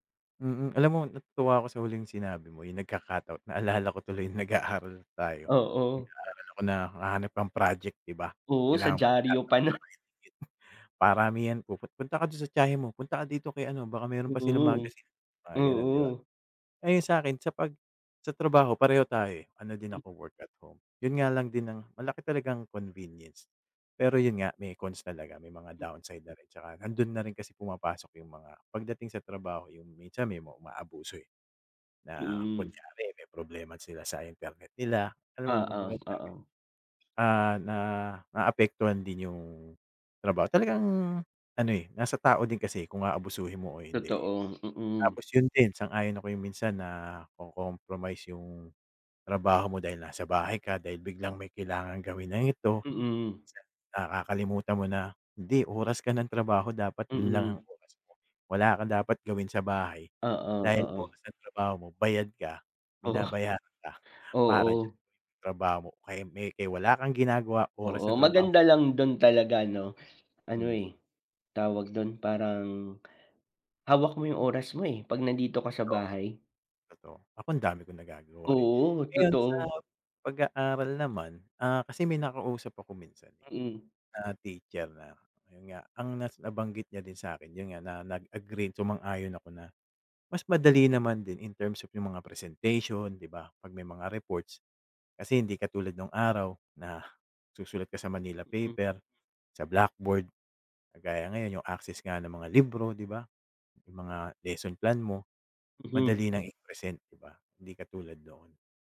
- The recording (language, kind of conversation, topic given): Filipino, unstructured, Paano mo gagamitin ang teknolohiya para mapadali ang buhay mo?
- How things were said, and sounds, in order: unintelligible speech; in English: "work at home"; other background noise; other animal sound; in English: "in terms of"